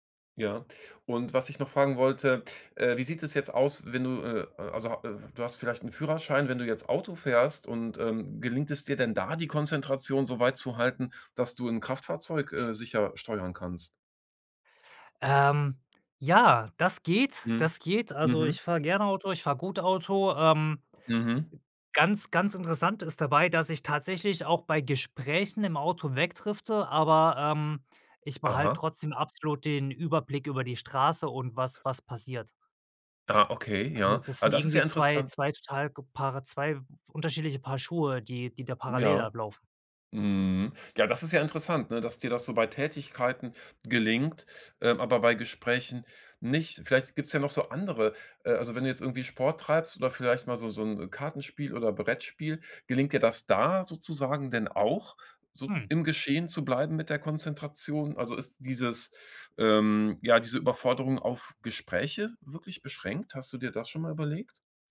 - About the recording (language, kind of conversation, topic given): German, podcast, Woran merkst du, dass dich zu viele Informationen überfordern?
- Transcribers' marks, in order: other noise